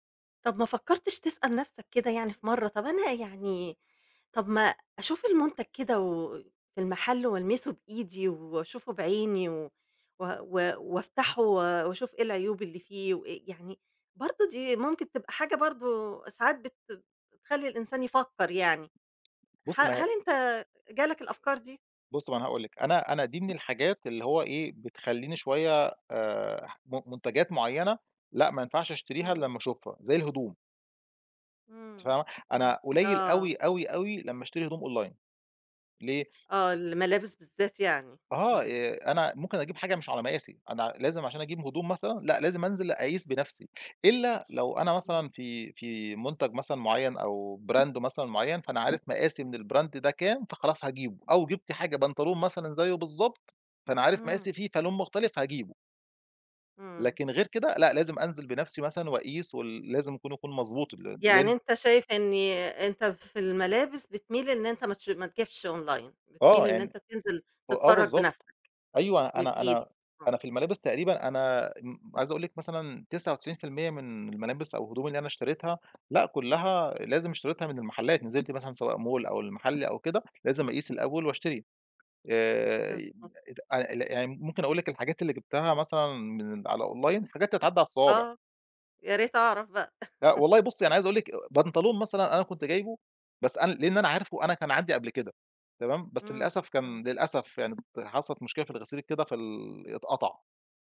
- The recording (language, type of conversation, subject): Arabic, podcast, بتحب تشتري أونلاين ولا تفضل تروح المحل، وليه؟
- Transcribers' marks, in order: tapping; in English: "Online"; in English: "Brand"; in English: "الBrand"; other background noise; in English: "Online"; in English: "Mall"; in English: "Online"; laugh